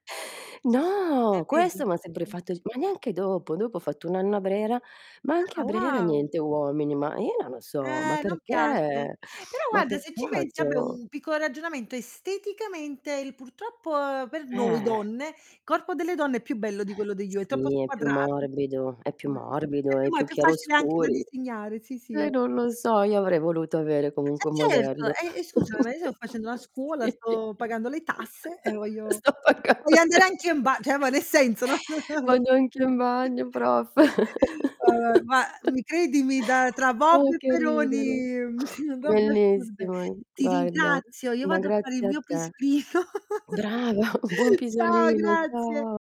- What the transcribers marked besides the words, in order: other background noise; tapping; "vabbè" said as "abbè"; exhale; distorted speech; unintelligible speech; laugh; laughing while speaking: "sì. Sto pagando le"; laugh; "cioè" said as "ceh"; chuckle; "Vabbè" said as "vabè"; laugh; chuckle; laughing while speaking: "pisolino"; chuckle; background speech
- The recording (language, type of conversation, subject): Italian, unstructured, Hai un’esperienza divertente legata allo studio?
- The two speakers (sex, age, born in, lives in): female, 30-34, Italy, Italy; female, 50-54, Italy, Italy